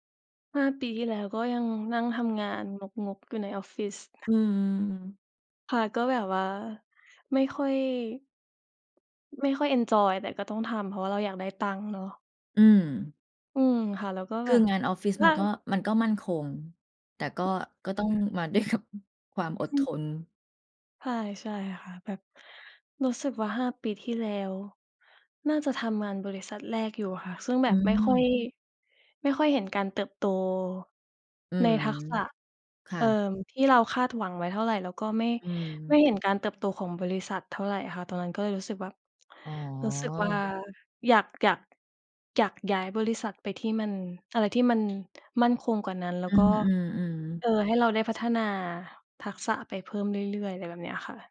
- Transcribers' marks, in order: other background noise; laughing while speaking: "ด้วยกับ"
- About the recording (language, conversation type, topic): Thai, unstructured, คุณอยากเห็นตัวเองในอีก 5 ปีข้างหน้าเป็นอย่างไร?